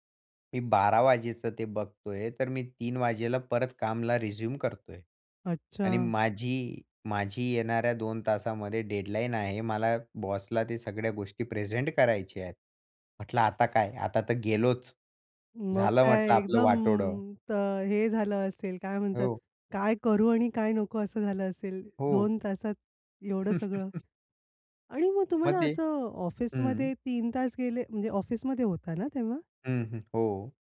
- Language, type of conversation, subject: Marathi, podcast, मोबाईल आणि सोशल मीडियामुळे तुमची एकाग्रता कशी बदलते?
- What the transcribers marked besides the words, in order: tapping; other background noise; chuckle